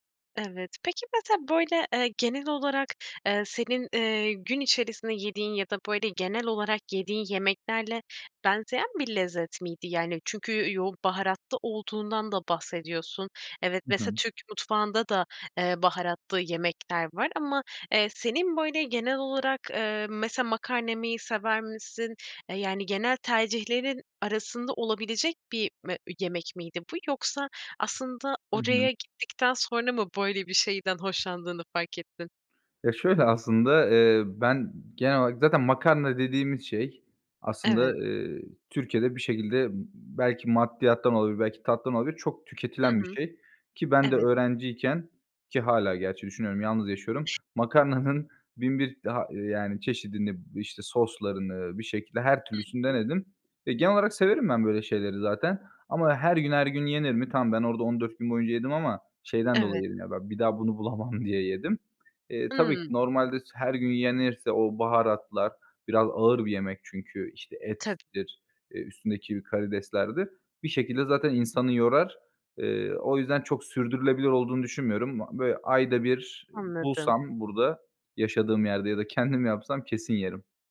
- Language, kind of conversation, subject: Turkish, podcast, En unutamadığın yemek keşfini anlatır mısın?
- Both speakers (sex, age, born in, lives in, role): female, 25-29, Turkey, Poland, host; male, 25-29, Turkey, Bulgaria, guest
- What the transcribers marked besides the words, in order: other background noise; laughing while speaking: "Makarnanın"; laughing while speaking: "bir daha bunu bulamam"; trusting: "kendim yapsam"